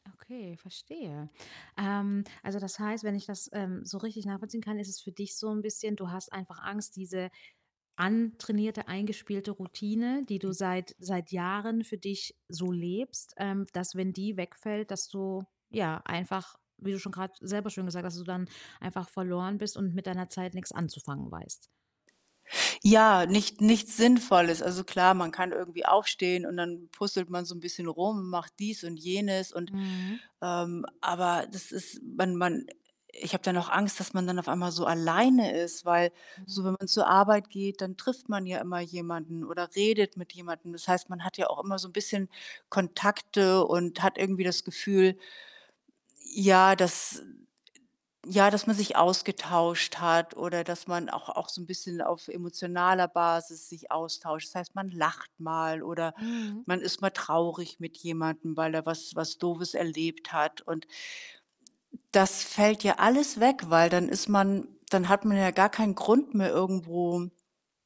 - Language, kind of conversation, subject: German, advice, Wie kann ich mein Leben im Ruhestand sinnvoll gestalten, wenn ich unsicher bin, wie es weitergehen soll?
- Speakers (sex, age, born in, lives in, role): female, 35-39, Germany, Netherlands, advisor; female, 60-64, Germany, Germany, user
- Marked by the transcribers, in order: other background noise; distorted speech